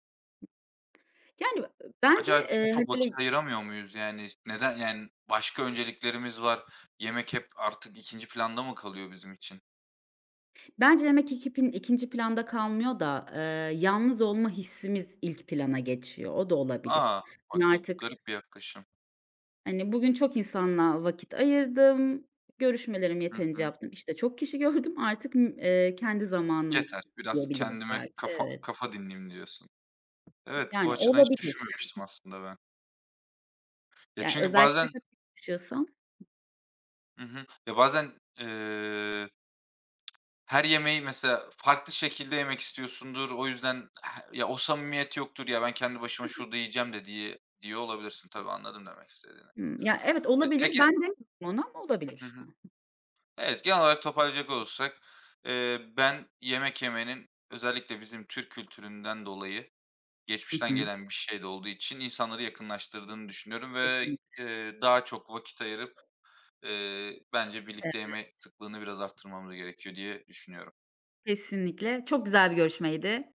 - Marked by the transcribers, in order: other background noise; unintelligible speech; unintelligible speech; tapping; chuckle; unintelligible speech; unintelligible speech
- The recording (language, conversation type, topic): Turkish, unstructured, Birlikte yemek yemek insanları nasıl yakınlaştırır?